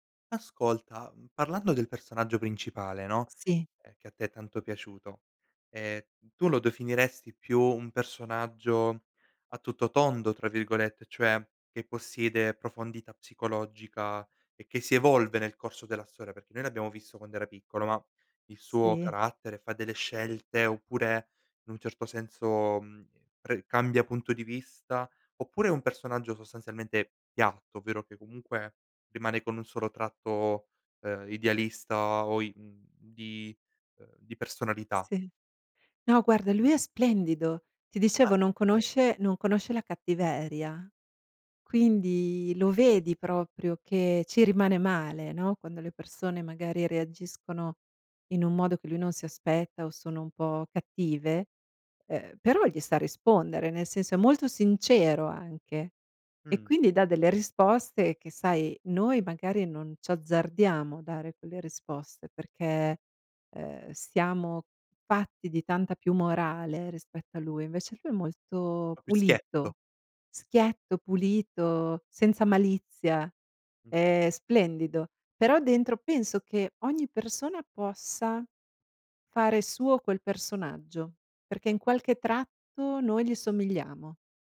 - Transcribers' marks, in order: "definiresti" said as "dofineresti"; "Proprio" said as "propio"; unintelligible speech
- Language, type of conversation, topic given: Italian, podcast, Quale film ti fa tornare subito indietro nel tempo?